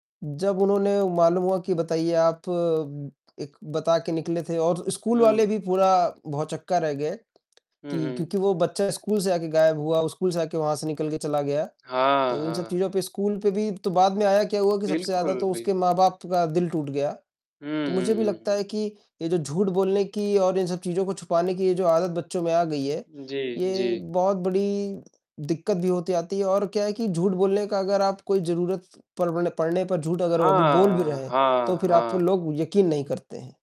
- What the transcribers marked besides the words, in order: distorted speech; static
- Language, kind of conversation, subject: Hindi, unstructured, आपके विचार में झूठ बोलना कब सही होता है?